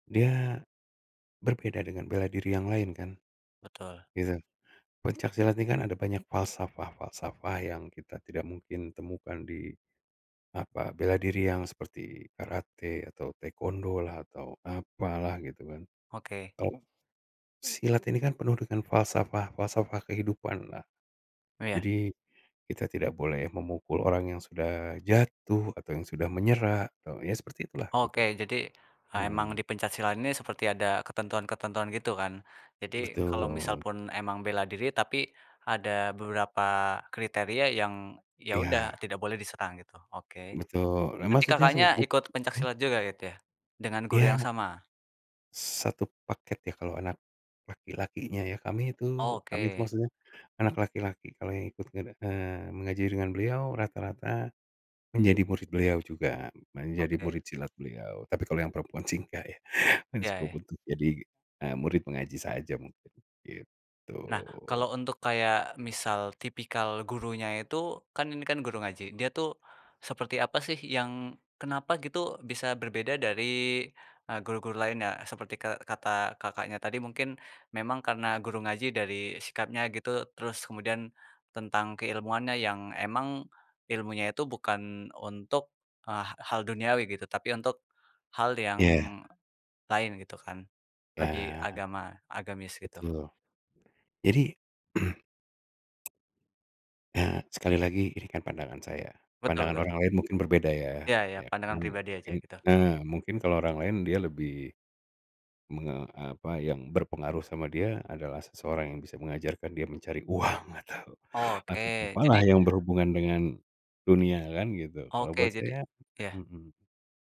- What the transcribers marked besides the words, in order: other background noise; unintelligible speech; drawn out: "Gitu"; throat clearing; chuckle
- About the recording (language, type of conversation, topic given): Indonesian, podcast, Siapa guru atau pembimbing yang paling berkesan bagimu, dan mengapa?